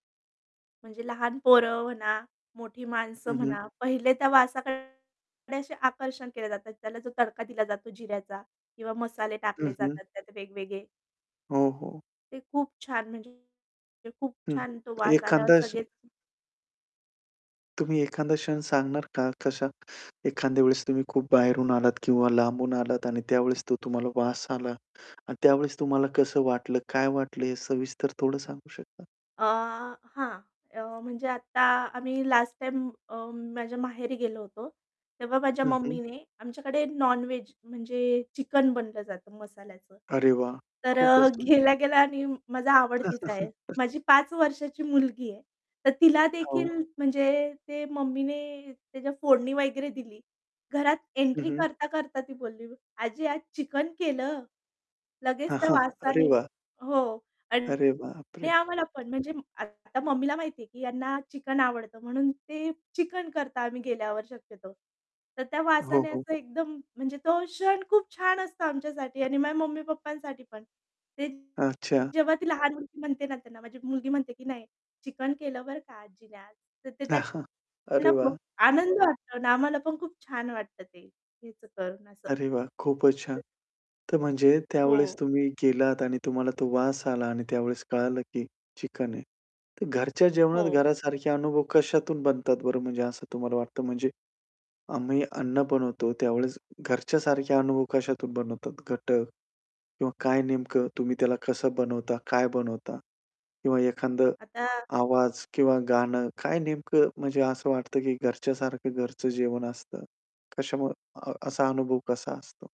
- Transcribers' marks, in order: distorted speech; tapping; other background noise; in English: "नॉन-व्हेज"; chuckle; laughing while speaking: "हां"; background speech; chuckle
- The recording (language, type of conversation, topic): Marathi, podcast, स्वयंपाकघरातील कोणता पदार्थ तुम्हाला घरासारखं वाटायला लावतो?